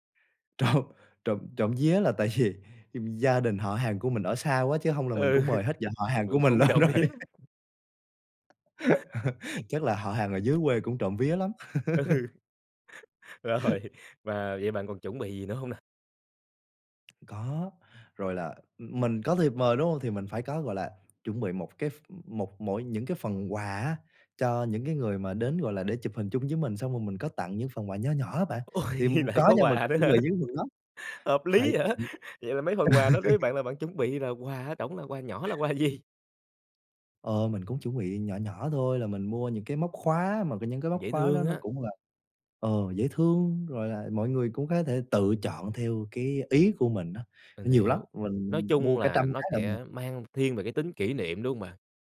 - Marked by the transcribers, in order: laughing while speaking: "Trộm"; laughing while speaking: "vì"; laughing while speaking: "Ừ"; laughing while speaking: "lên rồi"; other background noise; tapping; laugh; laughing while speaking: "Ừ. Rồi"; laugh; laughing while speaking: "Ôi, lại có quà nữa hả? Hợp lý vậy"; laugh; laughing while speaking: "gì?"
- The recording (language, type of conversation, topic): Vietnamese, podcast, Bạn có thể kể về một ngày tốt nghiệp đáng nhớ của mình không?